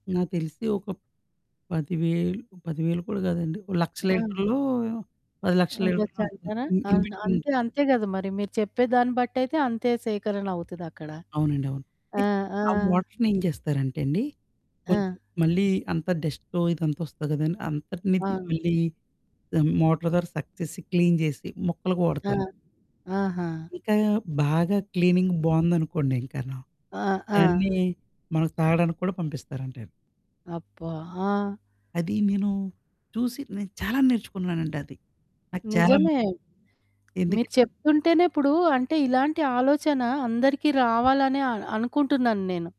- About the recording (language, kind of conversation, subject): Telugu, podcast, వర్షపు నీటిని సేకరించడానికి సులభమైన పద్ధతులు ఏమేమి ఉన్నాయి?
- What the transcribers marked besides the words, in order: distorted speech; in English: "ఇన్ ఇన్‌బిట్విన్"; other background noise; in English: "మోటార్"; in English: "సక్"; in English: "క్లీన్"; in English: "క్లీనింగ్"